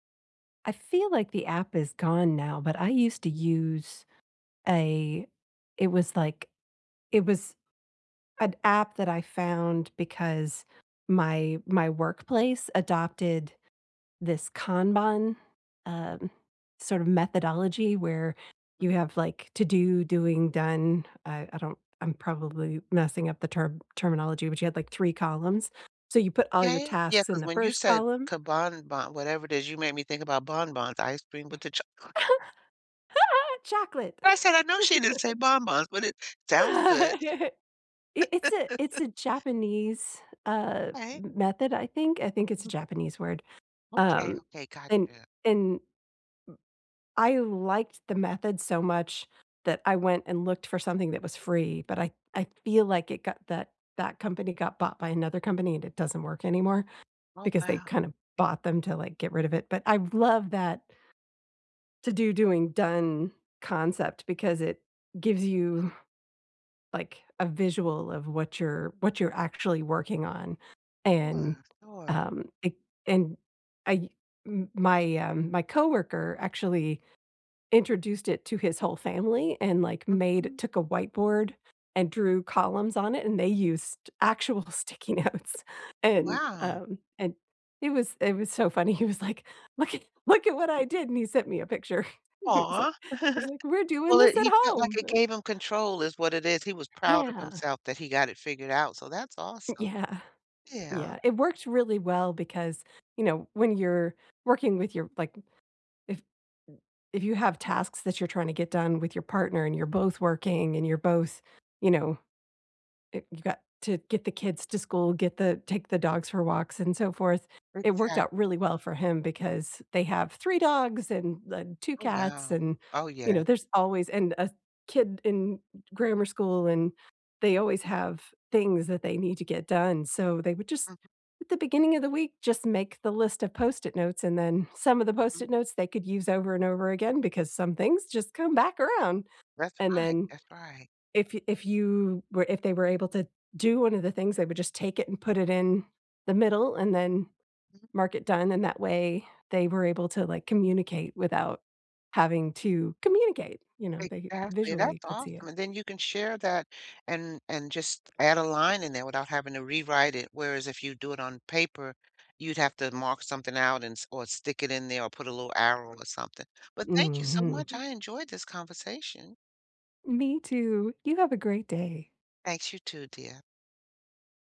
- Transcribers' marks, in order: "Kanban" said as "kabanban"; laugh; laugh; other background noise; joyful: "Look at look at what I did"; chuckle; joyful: "We're doing this at home"
- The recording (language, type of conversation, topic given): English, unstructured, What tiny habit should I try to feel more in control?
- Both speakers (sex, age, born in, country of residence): female, 50-54, United States, United States; female, 60-64, United States, United States